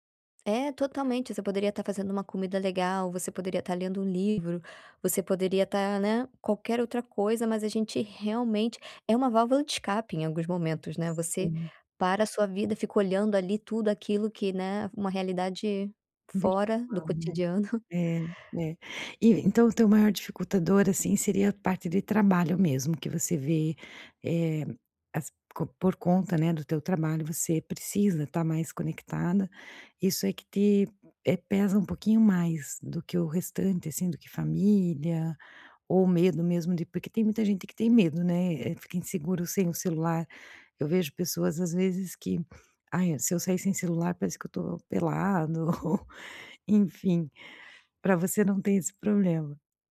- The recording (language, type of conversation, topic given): Portuguese, podcast, Como você faz detox digital quando precisa descansar?
- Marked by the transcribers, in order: other background noise; chuckle; laughing while speaking: "ou"